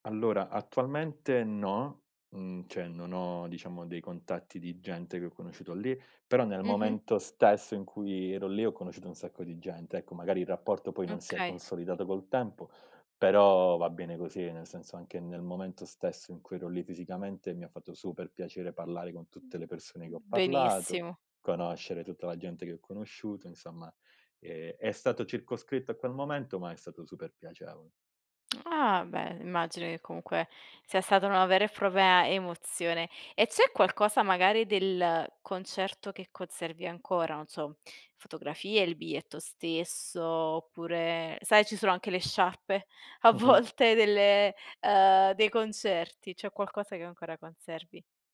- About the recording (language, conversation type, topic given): Italian, podcast, Qual è un concerto che ti ha segnato e perché?
- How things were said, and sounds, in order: other noise; lip smack; laughing while speaking: "a volte"